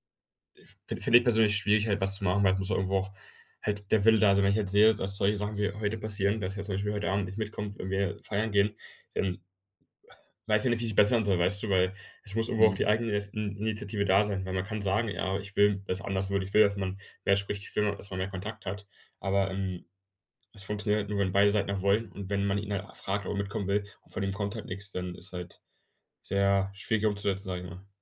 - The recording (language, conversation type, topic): German, advice, Wie gehe ich am besten mit Kontaktverlust in Freundschaften um?
- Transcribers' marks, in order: none